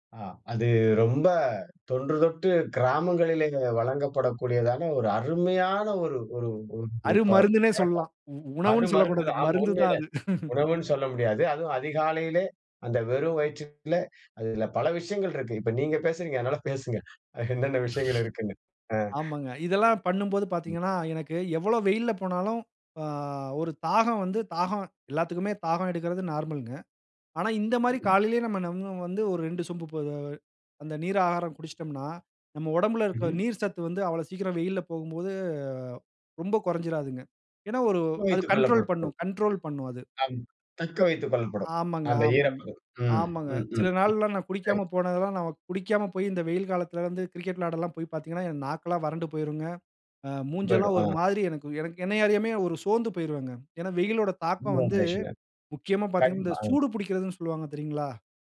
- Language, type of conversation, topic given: Tamil, podcast, உங்கள் நாளை ஆரோக்கியமாகத் தொடங்க நீங்கள் என்ன செய்கிறீர்கள்?
- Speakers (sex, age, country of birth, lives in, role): male, 35-39, India, India, guest; male, 55-59, India, India, host
- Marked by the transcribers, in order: other background noise; background speech; chuckle; sneeze; "என்னென்ன" said as "ஹென்னென்ன"; inhale; drawn out: "போகும்போது"; in English: "கண்ட்ரோல்"; in English: "கண்ட்ரோல்"; tapping; unintelligible speech